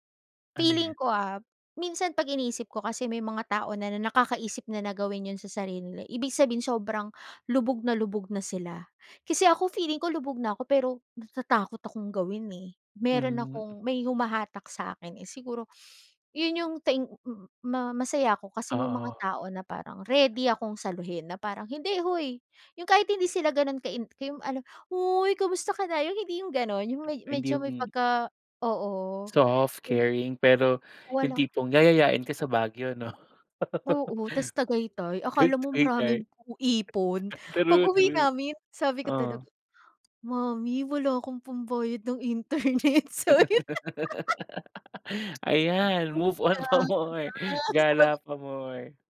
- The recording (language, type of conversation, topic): Filipino, podcast, May nakakatawang aberya ka ba sa biyahe na gusto mong ikuwento?
- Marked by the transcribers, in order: gasp; in English: "Soft, caring"; laugh; laughing while speaking: "internet. Sorry na"; laugh; laughing while speaking: "pa more"; chuckle